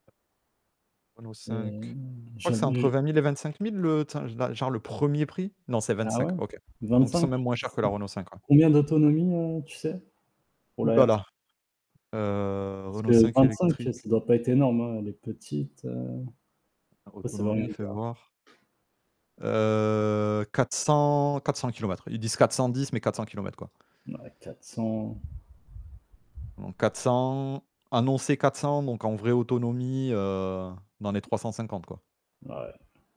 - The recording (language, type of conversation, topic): French, unstructured, Que faites-vous pour réduire votre consommation d’énergie ?
- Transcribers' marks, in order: tapping; static; distorted speech; other background noise; drawn out: "Heu"